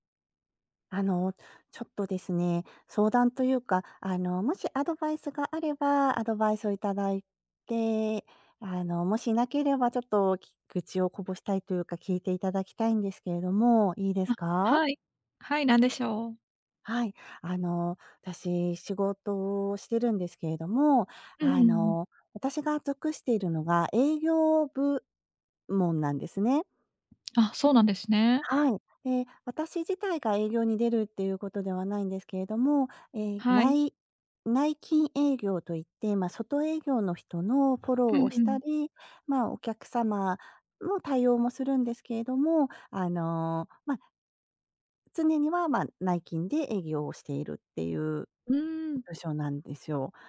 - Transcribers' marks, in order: tapping
- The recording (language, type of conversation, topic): Japanese, advice, 会議が長引いて自分の仕事が進まないのですが、どうすれば改善できますか？